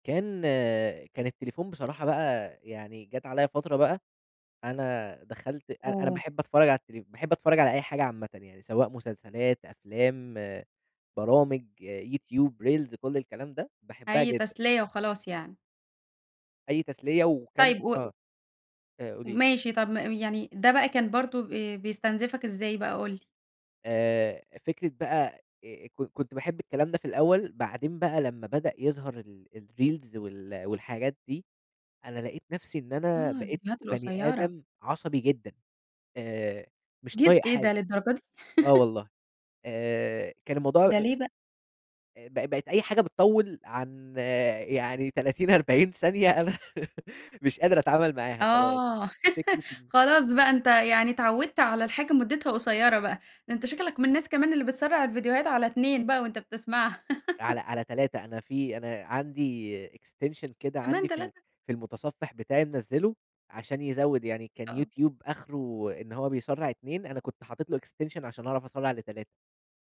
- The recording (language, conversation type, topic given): Arabic, podcast, إيه اللي بتعمله في وقت فراغك عشان تحس بالرضا؟
- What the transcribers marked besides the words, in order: in English: "Reels"; in English: "الReels"; chuckle; tapping; laugh; giggle; other background noise; giggle; in English: "Extension"; in English: "Extension"